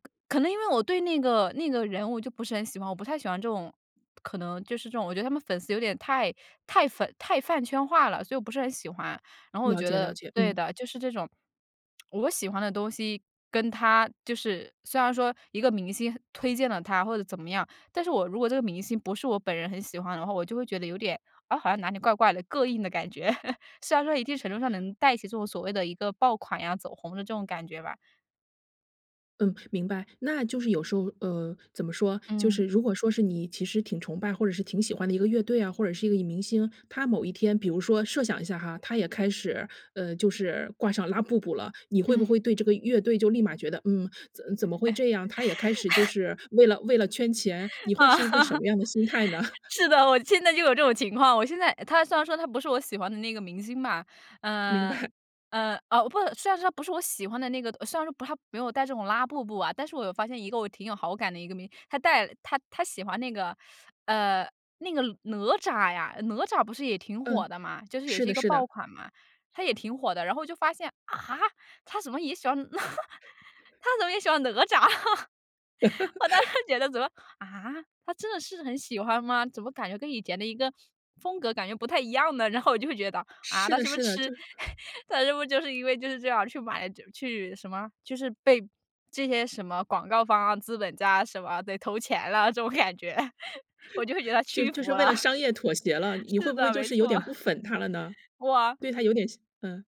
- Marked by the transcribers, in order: other background noise; lip smack; laugh; chuckle; laugh; laughing while speaking: "你会是一个什么样的心态呢？"; laugh; laughing while speaking: "是的，我现在就有这种情况"; laugh; laughing while speaking: "明白"; laugh; surprised: "啊？他怎么也喜欢？"; laugh; laughing while speaking: "他怎么也喜欢哪吒？我当时觉得怎么"; laugh; laugh; laughing while speaking: "他是不是就是因为 就是 … 了，是的，没错，哇"; chuckle
- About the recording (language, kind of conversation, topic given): Chinese, podcast, 你怎么看待“爆款”文化的兴起？